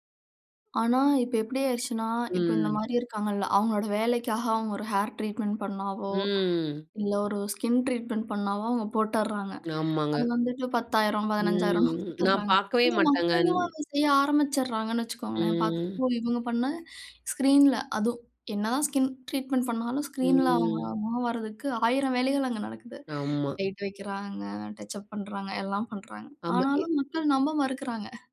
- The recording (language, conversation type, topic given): Tamil, podcast, சமூகவலைதளங்கள் தொலைக்காட்சி நிகழ்ச்சிகள் பிரபலமாகும் முறையை எப்படி மாற்றுகின்றன?
- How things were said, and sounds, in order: in English: "ஹேர் ட்ரீட்மென்ட்"; drawn out: "ம்"; in English: "ஸ்கின் ட்ரீட்மென்ட்"; tongue click; "ஆமாங்க" said as "நாமாங்க"; drawn out: "ம்"; chuckle; other noise; in English: "ஸ்க்ரீன்ல"; in English: "ஸ்கின் ட்ரீட்மென்ட்"; drawn out: "ம்"; in English: "ஸ்க்ரீன்ல"; in English: "டச் அப்"